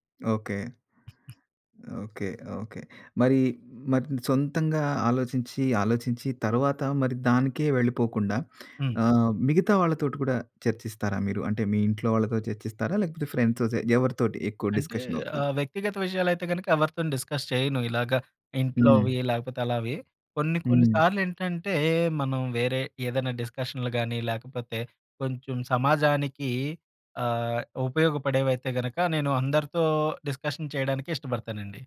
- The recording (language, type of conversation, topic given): Telugu, podcast, ఒంటరిగా ముందుగా ఆలోచించి, తర్వాత జట్టుతో పంచుకోవడం మీకు సబబా?
- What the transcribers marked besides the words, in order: in English: "ఫ్రెండ్స్‌తోటి"; in English: "డిస్కషన్"; in English: "డిస్కస్"; in English: "డిస్కషన్"